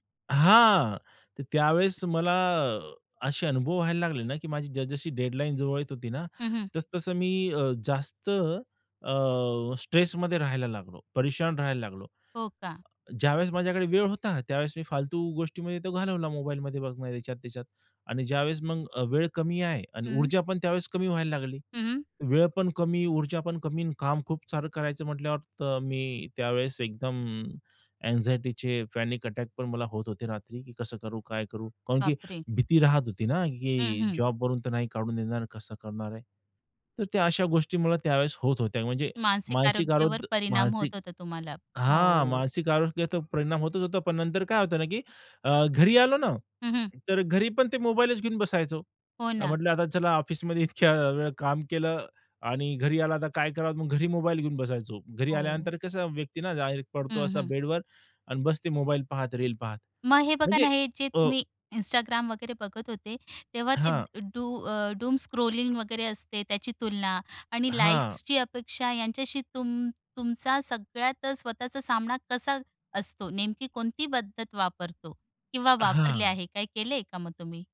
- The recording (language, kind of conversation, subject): Marathi, podcast, सोशल मीडियावर आपले मानसिक आरोग्य आपण कसे सांभाळता?
- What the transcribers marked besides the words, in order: other background noise; tapping; in English: "अँग्झायटीचे"; in English: "डूमस्क्रॉलिंग"